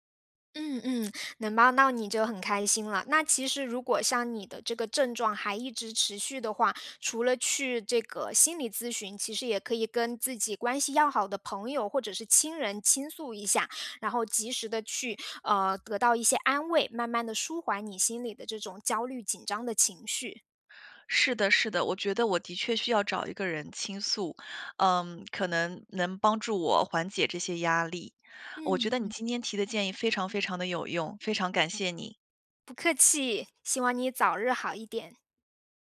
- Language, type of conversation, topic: Chinese, advice, 如何快速缓解焦虑和恐慌？
- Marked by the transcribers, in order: none